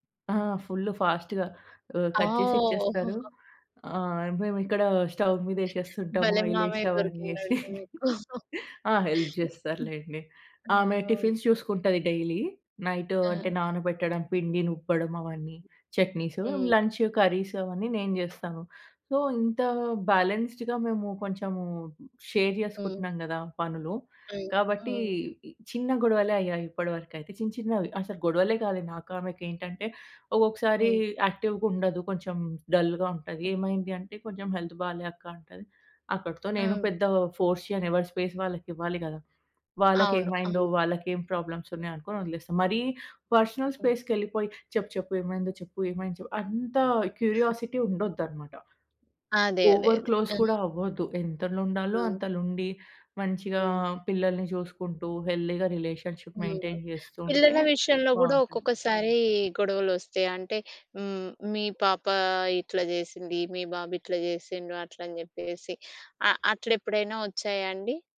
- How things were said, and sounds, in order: in English: "ఫుల్ ఫాస్ట్‌గా"; in English: "కట్"; chuckle; in English: "స్టవ్"; other background noise; in English: "ఆయిల్"; chuckle; in English: "హెల్ప్"; in English: "టిఫిన్స్"; chuckle; in English: "డైలీ. నైట్"; in English: "లంచ్, కర్రీస్"; in English: "సో"; in English: "బ్యాలెన్స్‌డ్‌గా"; in English: "షేర్"; in English: "యాక్టివ్‌గా"; in English: "డల్‌గా"; in English: "హెల్త్"; tapping; in English: "ఫోర్స్"; in English: "స్పేస్"; in English: "ప్రాబ్లమ్స్"; in English: "పర్సనల్"; in English: "క్యూరియాసిటీ"; in English: "ఓవర్ క్లోజ్"; in English: "హెల్తీగా రిలేషన్‌షిప్ మెయింటెయిన్"
- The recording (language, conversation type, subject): Telugu, podcast, ఇంట్లో వచ్చే చిన్నచిన్న గొడవలను మీరు సాధారణంగా ఎలా పరిష్కరిస్తారు?